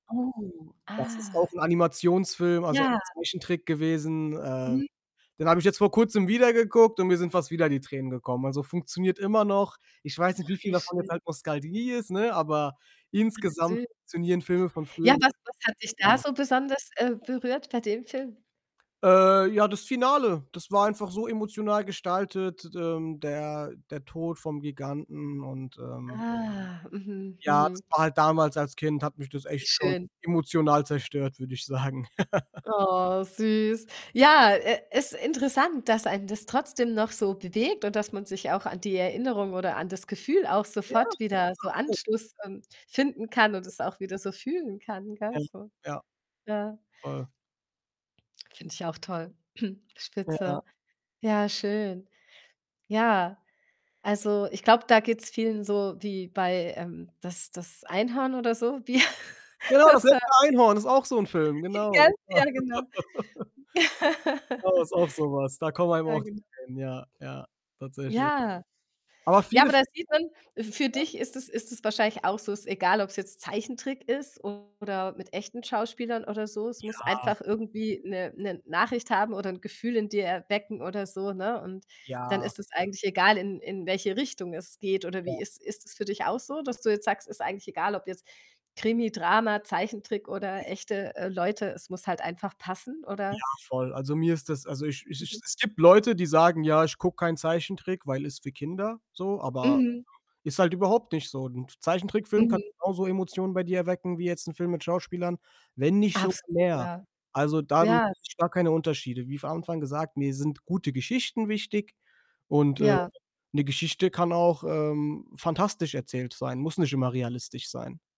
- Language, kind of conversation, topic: German, podcast, Welcher Film hat dich besonders bewegt?
- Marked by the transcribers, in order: distorted speech; "Nostalgie" said as "Mosgaldie"; unintelligible speech; tapping; other background noise; chuckle; unintelligible speech; unintelligible speech; unintelligible speech; throat clearing; chuckle; unintelligible speech; laugh; unintelligible speech; unintelligible speech; unintelligible speech